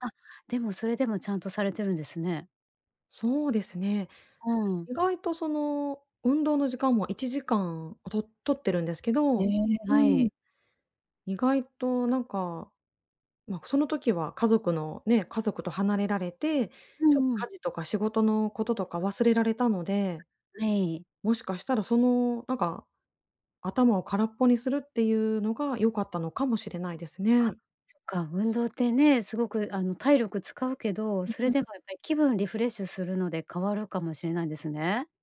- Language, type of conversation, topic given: Japanese, advice, どうすればエネルギーとやる気を取り戻せますか？
- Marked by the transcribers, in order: other noise; other background noise